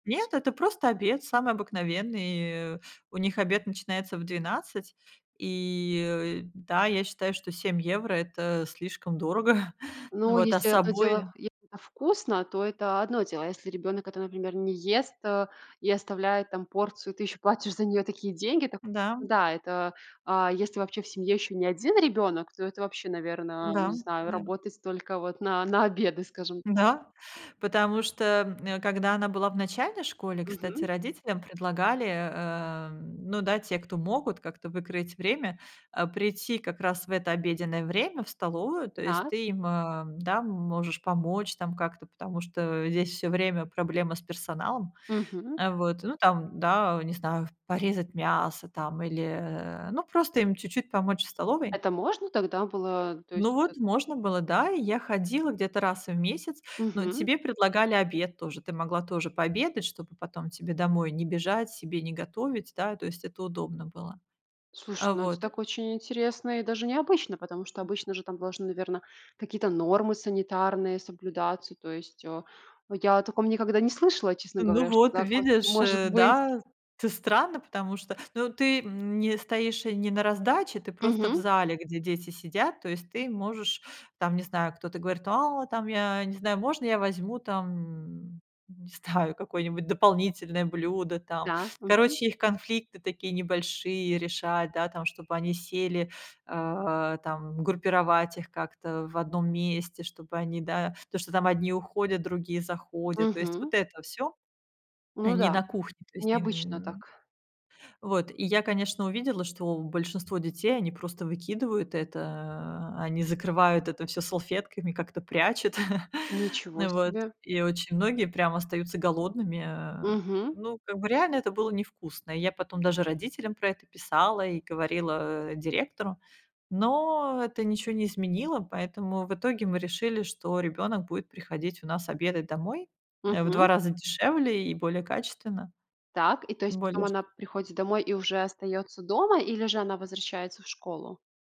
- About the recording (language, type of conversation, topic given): Russian, podcast, Как успевать работать и при этом быть рядом с детьми?
- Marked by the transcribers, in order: other background noise; chuckle; chuckle